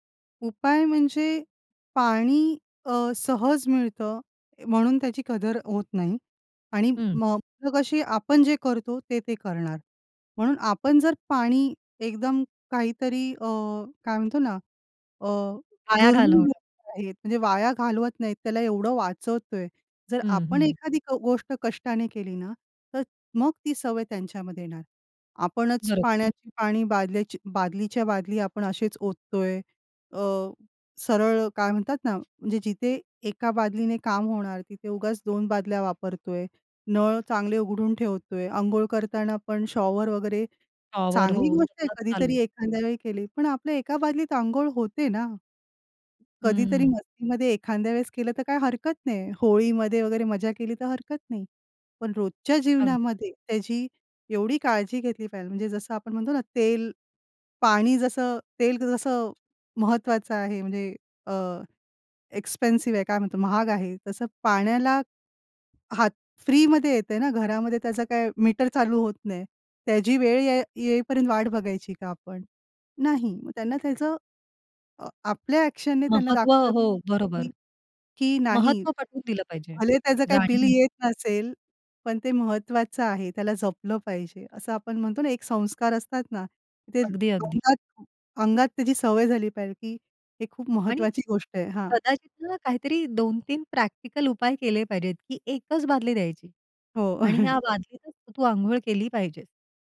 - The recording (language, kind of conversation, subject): Marathi, podcast, पाण्याचे चक्र सोप्या शब्दांत कसे समजावून सांगाल?
- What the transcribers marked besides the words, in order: other noise; unintelligible speech; tapping; in English: "एक्सपेन्सिव्ह"; chuckle